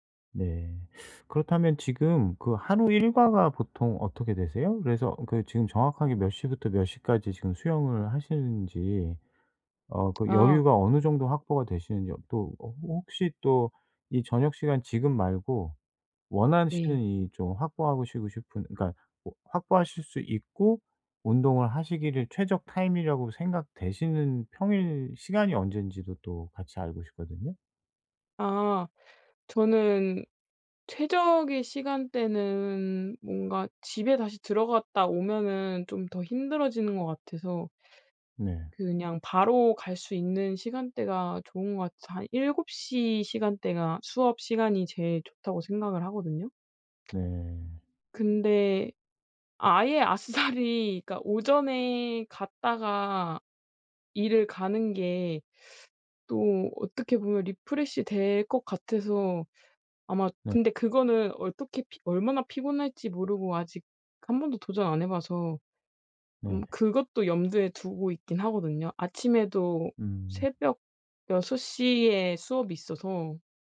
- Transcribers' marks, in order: other background noise; "확보하시고" said as "확보하고시고"; other noise; laughing while speaking: "아싸리"; in English: "리프레시"; tapping
- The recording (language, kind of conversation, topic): Korean, advice, 바쁜 일정 속에서 취미 시간을 어떻게 확보할 수 있을까요?